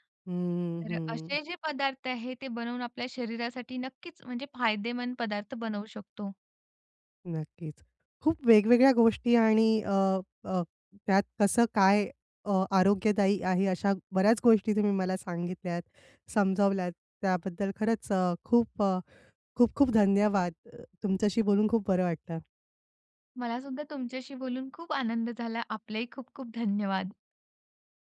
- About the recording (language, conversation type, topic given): Marathi, podcast, विशेष सणांमध्ये कोणते अन्न आवर्जून बनवले जाते आणि त्यामागचे कारण काय असते?
- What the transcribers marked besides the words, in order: none